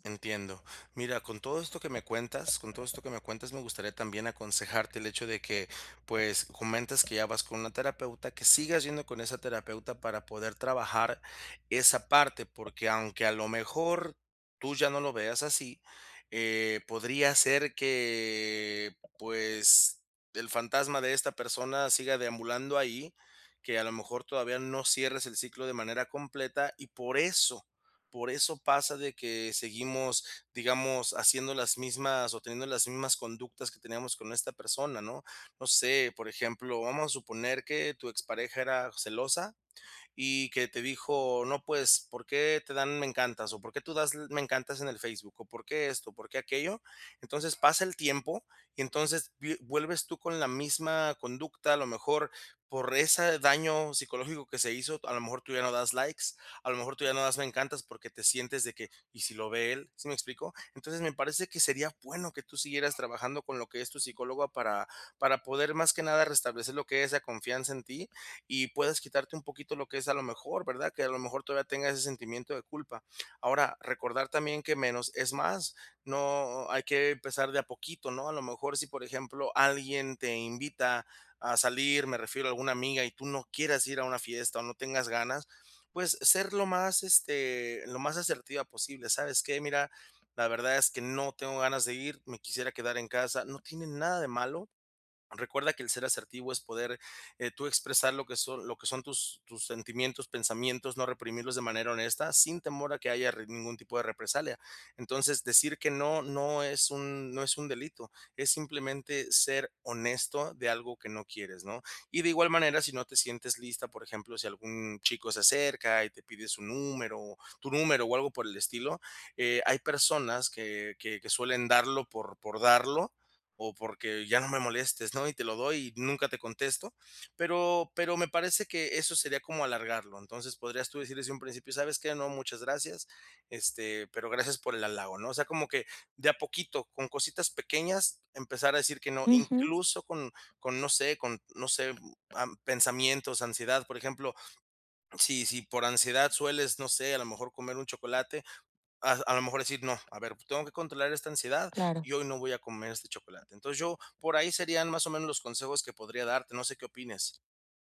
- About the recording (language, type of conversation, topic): Spanish, advice, ¿Cómo puedo establecer límites y prioridades después de una ruptura?
- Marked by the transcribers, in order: none